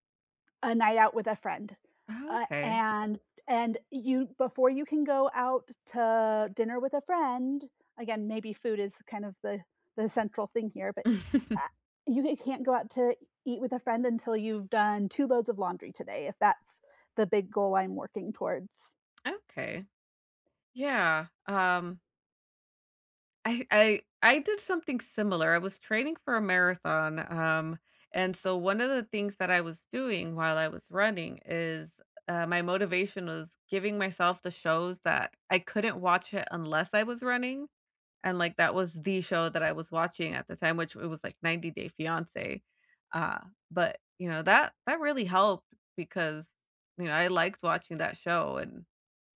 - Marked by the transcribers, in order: chuckle; laughing while speaking: "I"; other background noise
- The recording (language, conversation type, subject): English, unstructured, How do you stay motivated when working toward a big goal?
- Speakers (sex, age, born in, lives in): female, 35-39, United States, United States; female, 35-39, United States, United States